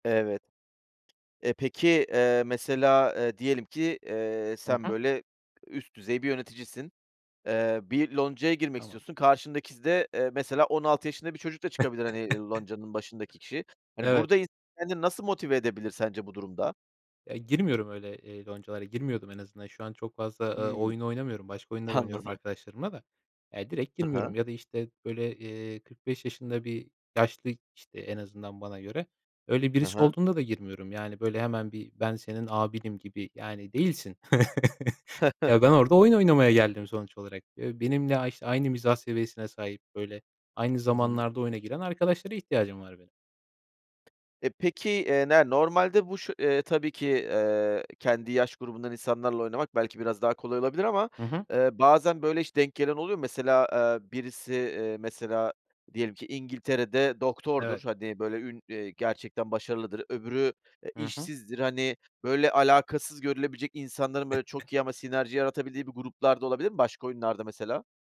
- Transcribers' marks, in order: "karşındaki" said as "karşındakiz"; chuckle; unintelligible speech; laughing while speaking: "Anladım"; chuckle; tapping; chuckle
- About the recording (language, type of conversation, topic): Turkish, podcast, Hobiniz sayesinde tanıştığınız insanlardan bahseder misiniz?